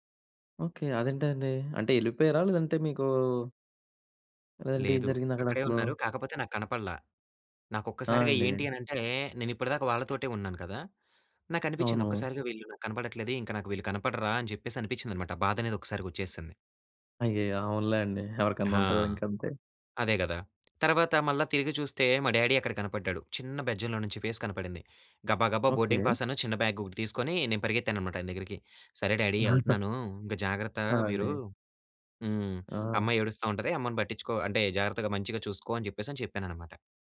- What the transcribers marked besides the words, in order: in English: "డ్యాడీ"; in English: "ఫేస్"; in English: "బ్యాగ్"; in English: "డ్యాడీ!"; chuckle; other background noise
- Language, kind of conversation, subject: Telugu, podcast, మొదటిసారి ఒంటరిగా ప్రయాణం చేసినప్పుడు మీ అనుభవం ఎలా ఉండింది?